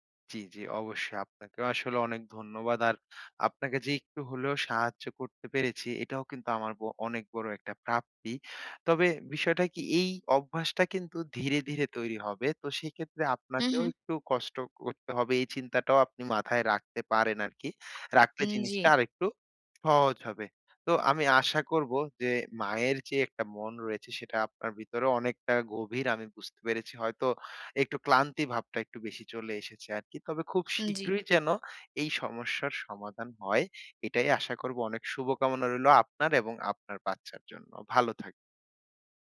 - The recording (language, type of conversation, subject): Bengali, advice, সন্ধ্যায় কীভাবে আমি শান্ত ও নিয়মিত রুটিন গড়ে তুলতে পারি?
- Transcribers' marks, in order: other noise